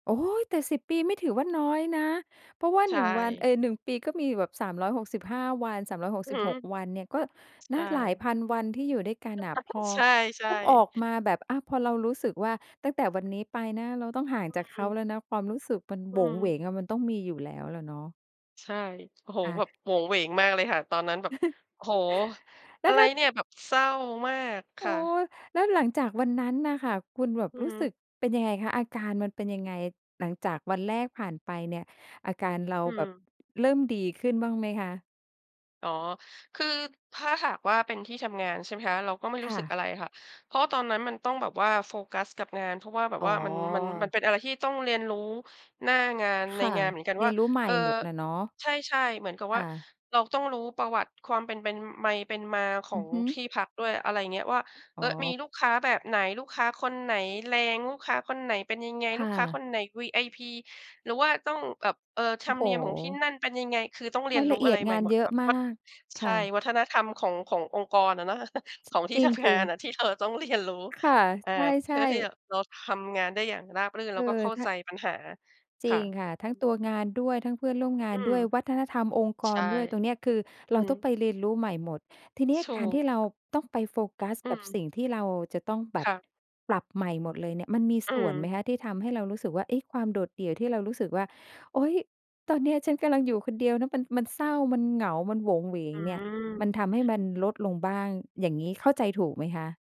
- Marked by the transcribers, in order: laugh; other noise; tapping; chuckle; chuckle; laughing while speaking: "ของที่ทำงานอะ ที่เธอต้องเรียนรู้"
- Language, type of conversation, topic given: Thai, podcast, อะไรทำให้คุณรู้สึกโดดเดี่ยวบ้าง?